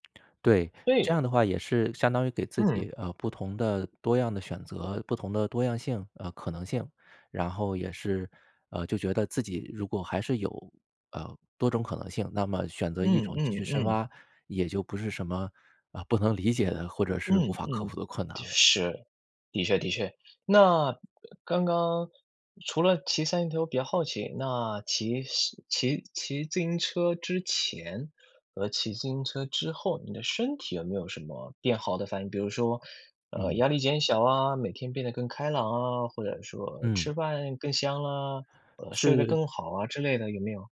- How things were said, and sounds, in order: other noise; unintelligible speech
- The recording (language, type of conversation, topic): Chinese, podcast, 你曾经遇到过职业倦怠吗？你是怎么应对的？